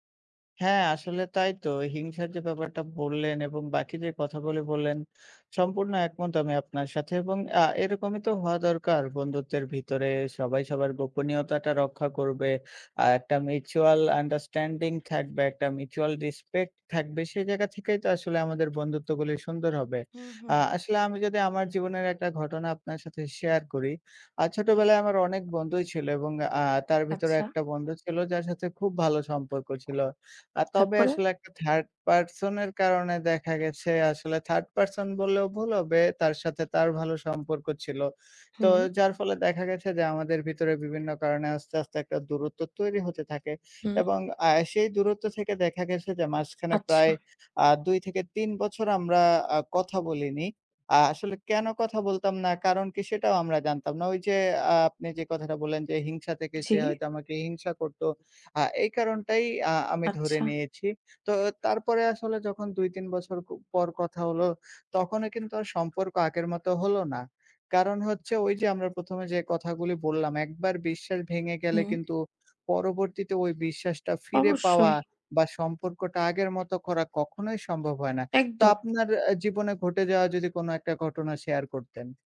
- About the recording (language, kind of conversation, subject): Bengali, unstructured, বন্ধুত্বে একবার বিশ্বাস ভেঙে গেলে কি তা আবার ফিরে পাওয়া সম্ভব?
- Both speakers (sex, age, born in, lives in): female, 20-24, Bangladesh, Italy; male, 20-24, Bangladesh, Bangladesh
- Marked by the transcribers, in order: tongue click; tapping; other background noise